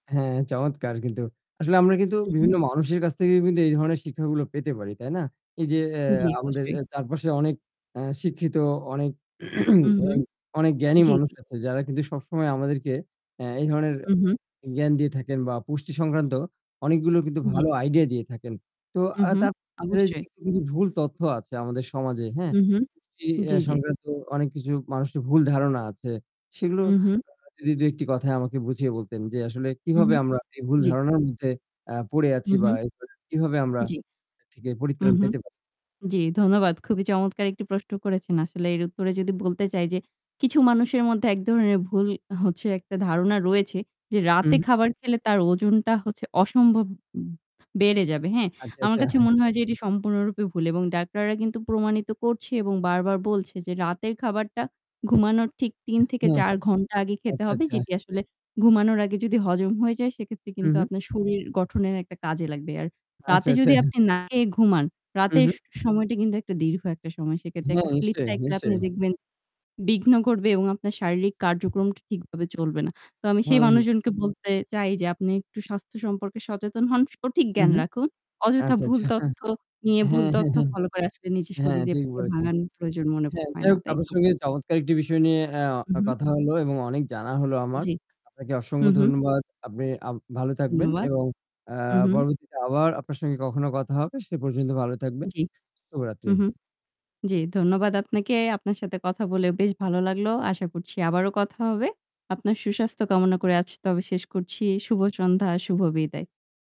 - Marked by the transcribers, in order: static; distorted speech; throat clearing; other background noise; unintelligible speech; in English: "sleep cycle"; "বলেছেন" said as "বয়েছেন"
- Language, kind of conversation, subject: Bengali, unstructured, আপনার কি মনে হয়, খাবারের পুষ্টিগুণ সম্পর্কে সচেতন থাকা জরুরি?
- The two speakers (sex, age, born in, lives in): female, 20-24, Bangladesh, Bangladesh; male, 40-44, Bangladesh, Bangladesh